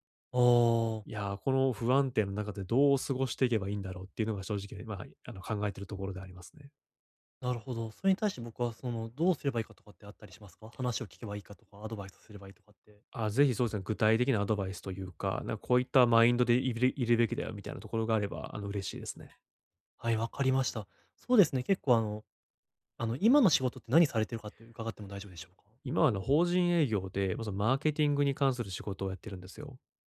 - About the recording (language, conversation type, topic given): Japanese, advice, どうすればキャリアの長期目標を明確にできますか？
- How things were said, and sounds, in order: none